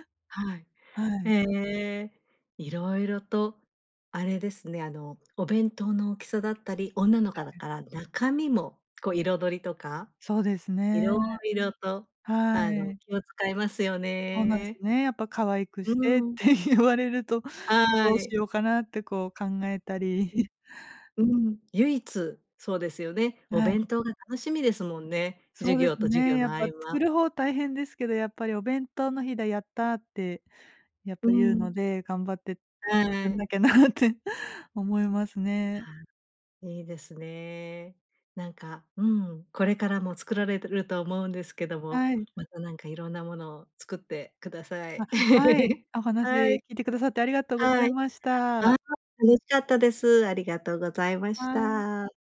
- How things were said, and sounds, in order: "女の子" said as "おんなのか"; laughing while speaking: "って言われると"; chuckle; other noise; laughing while speaking: "なって"; giggle
- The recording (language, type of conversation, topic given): Japanese, podcast, お弁当作りのコツを教えていただけますか？